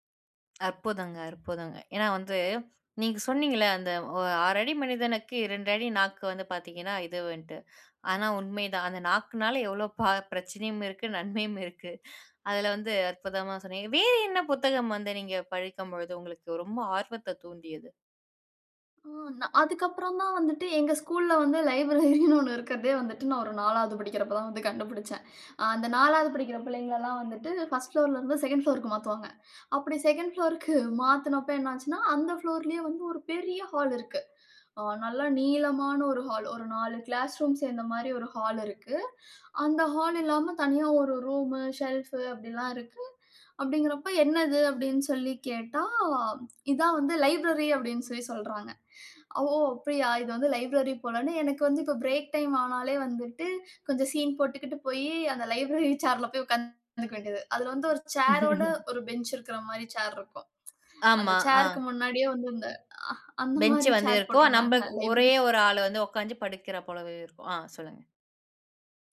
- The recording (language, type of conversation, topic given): Tamil, podcast, நீங்கள் முதல் முறையாக நூலகத்திற்குச் சென்றபோது அந்த அனுபவம் எப்படி இருந்தது?
- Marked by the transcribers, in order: laughing while speaking: "நன்மையும் இருக்கு"; laughing while speaking: "லைப்ரரின்னு ஒண்ணு இருக்கறதே வந்துட்டு"; in English: "பர்ஸ்ட் புளோர்லருந்து செகண்ட் புளோர்க்கு"; in English: "ஃபுளோருக்கு"; in English: "புளோர்லயே"; drawn out: "கேட்டா?"; in English: "லைப்ரரி"; in English: "லைப்ரரி"; in English: "பிரேக் டைம்"; laughing while speaking: "சீன் போட்டுகிட்டு போயி அந்த லைப்ரரி சேர்ல போய் உக்காந்துக்க"; in English: "லைப்ரரி"; laugh